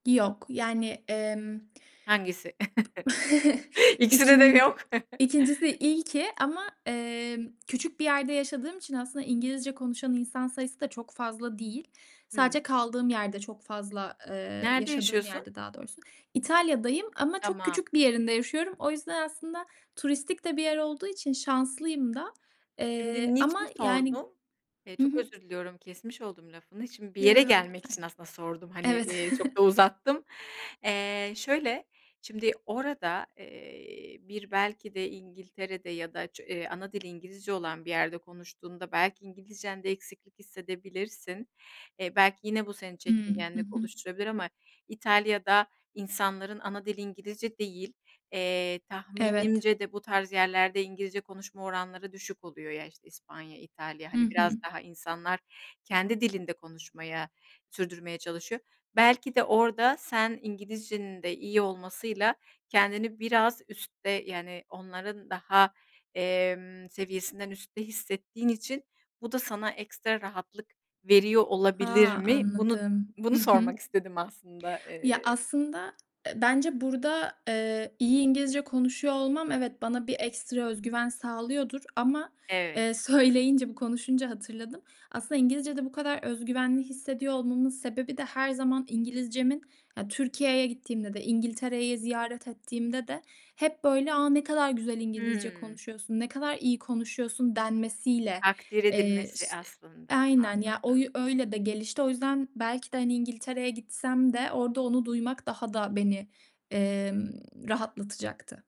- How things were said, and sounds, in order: chuckle; laughing while speaking: "İkisinde de mi yok?"; chuckle; chuckle; other background noise; tapping
- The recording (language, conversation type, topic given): Turkish, podcast, Küçük sohbetleri nasıl canlandırırsın?